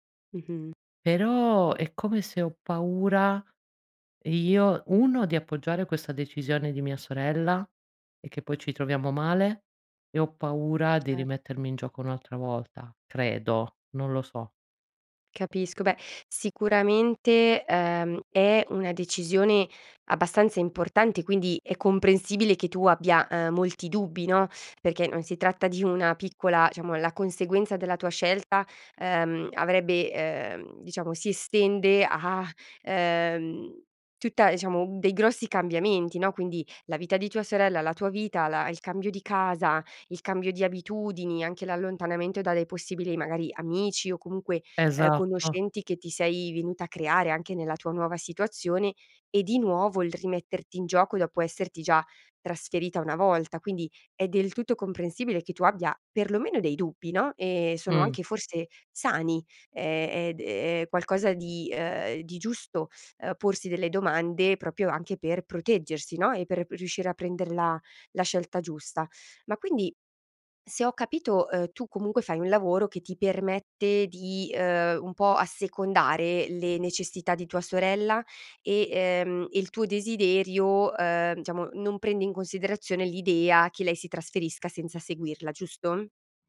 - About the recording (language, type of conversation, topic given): Italian, advice, Come posso cambiare vita se ho voglia di farlo ma ho paura di fallire?
- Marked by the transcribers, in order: none